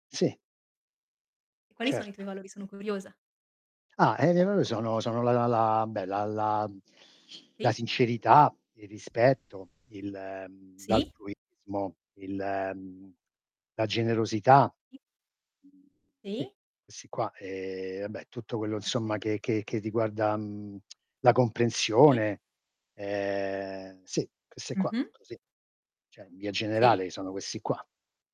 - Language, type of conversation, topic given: Italian, unstructured, Come reagisci se il tuo partner non rispetta i tuoi limiti?
- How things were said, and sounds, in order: distorted speech; other background noise; static